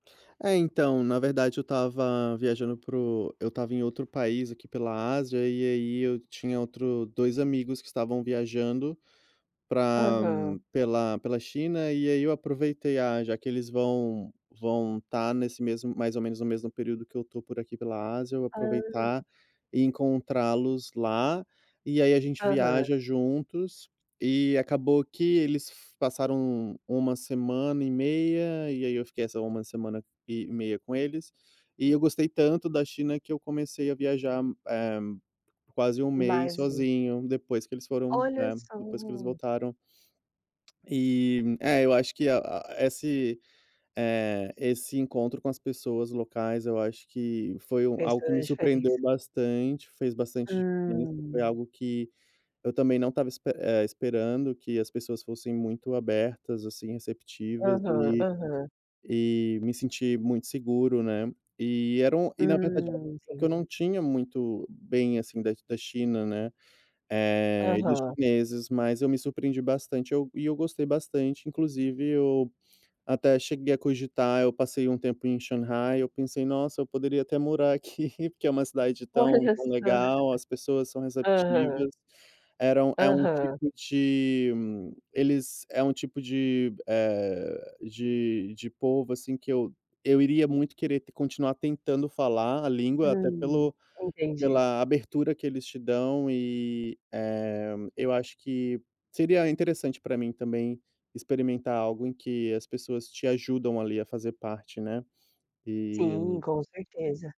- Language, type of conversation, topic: Portuguese, podcast, Você pode contar uma história marcante que viveu com moradores locais?
- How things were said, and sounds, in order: tapping; laugh; laughing while speaking: "aqui"; other background noise